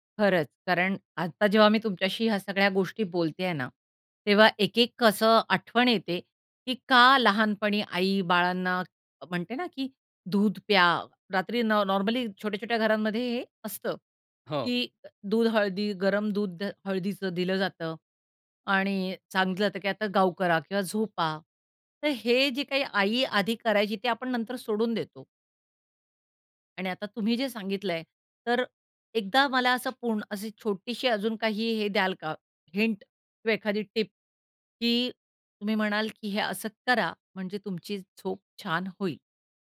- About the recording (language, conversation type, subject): Marathi, podcast, रात्री झोपायला जाण्यापूर्वी तुम्ही काय करता?
- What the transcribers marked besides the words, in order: tapping; in English: "हिंट"